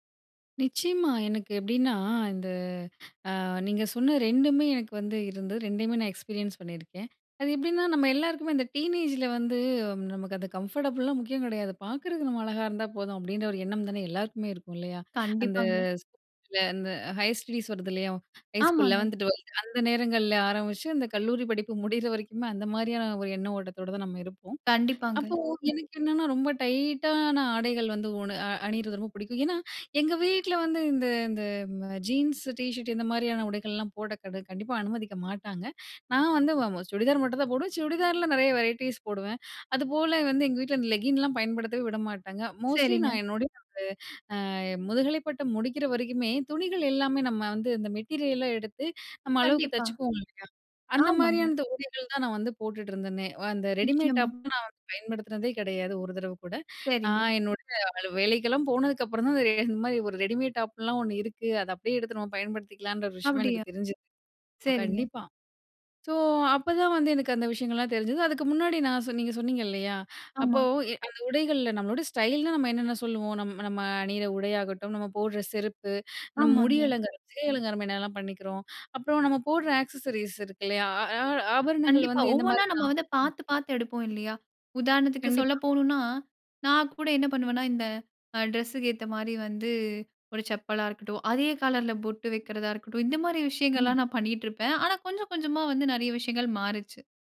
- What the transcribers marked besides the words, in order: unintelligible speech; in English: "ஹையர் ஸ்டடீஸ்"; other background noise; in English: "ஆக்சஸரீஸ்"; unintelligible speech
- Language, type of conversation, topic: Tamil, podcast, சில நேரங்களில் ஸ்டைலை விட வசதியை முன்னிலைப்படுத்துவீர்களா?